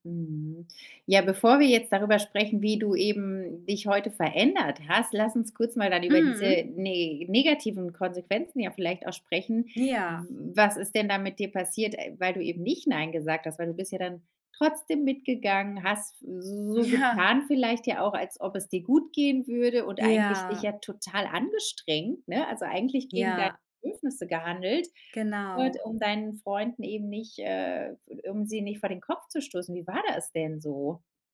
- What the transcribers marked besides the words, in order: other background noise; laughing while speaking: "Ja"; drawn out: "Ja"
- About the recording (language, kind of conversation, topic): German, podcast, Wie lernst du, Nein zu sagen, ohne ein schlechtes Gewissen zu haben?